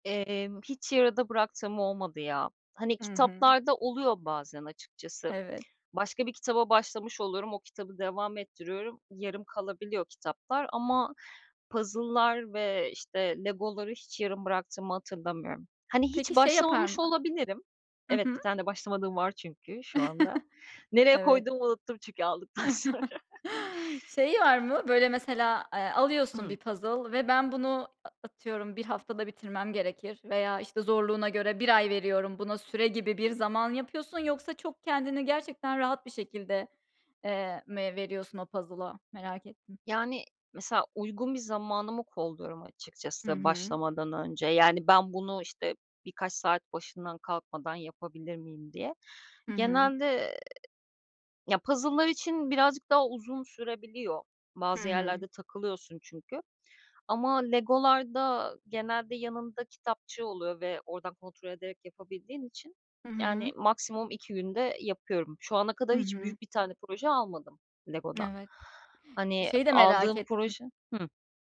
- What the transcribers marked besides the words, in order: chuckle; chuckle
- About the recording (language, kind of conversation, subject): Turkish, podcast, Boş zamanlarını genelde nasıl değerlendiriyorsun?